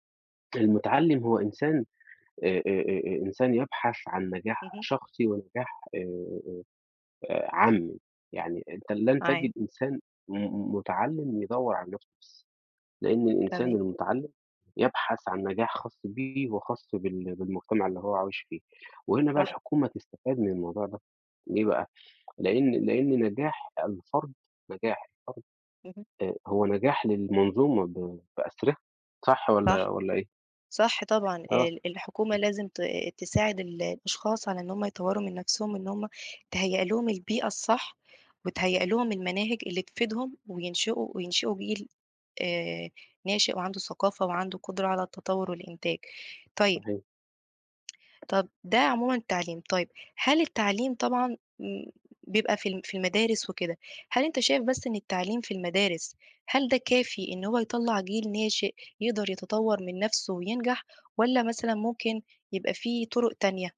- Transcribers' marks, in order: unintelligible speech; tapping; other background noise
- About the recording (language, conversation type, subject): Arabic, unstructured, إزاي التعليم ممكن يساهم في بناء المجتمع؟